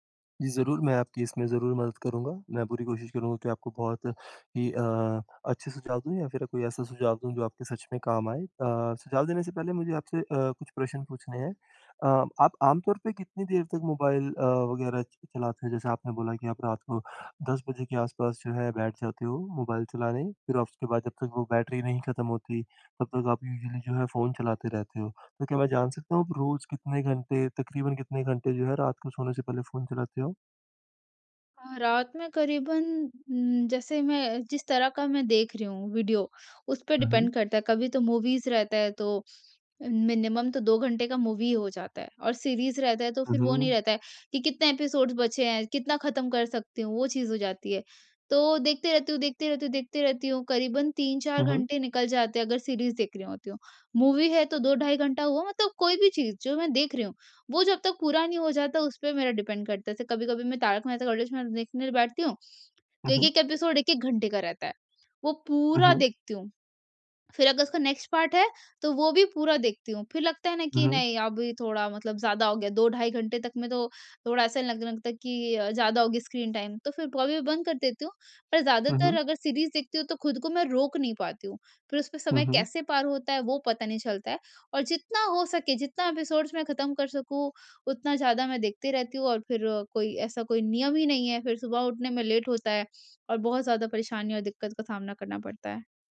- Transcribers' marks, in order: in English: "यूजुअली"; in English: "डिपेंड"; in English: "मूवीज़"; in English: "मिनिमम"; in English: "मूवी"; in English: "सीरीज़"; in English: "एपिसोड्स"; in English: "सीरीज़"; in English: "मूवी"; in English: "डिपेंड"; in English: "एपिसोड"; in English: "नेक्स्ट पार्ट"; in English: "स्क्रीन टाइम"; unintelligible speech; in English: "सीरीज़"; in English: "एपिसोड्स"; in English: "लेट"
- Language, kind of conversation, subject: Hindi, advice, मोबाइल या स्क्रीन देखने के कारण देर तक जागने पर सुबह थकान क्यों महसूस होती है?